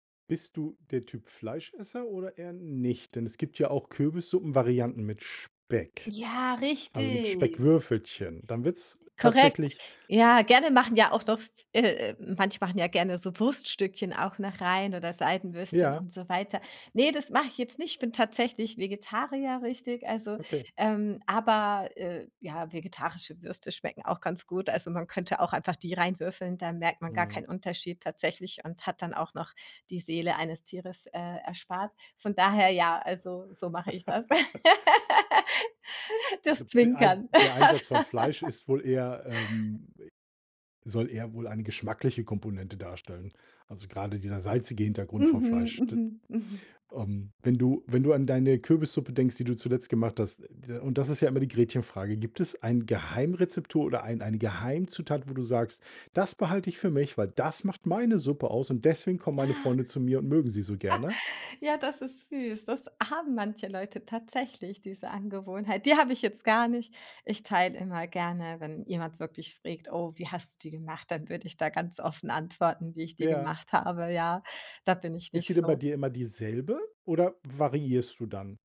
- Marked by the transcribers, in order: joyful: "Ja, richtig"; other background noise; laugh; laugh; laughing while speaking: "Aff"; laugh; laugh
- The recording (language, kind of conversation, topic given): German, podcast, Was ist dein liebstes Wohlfühlessen?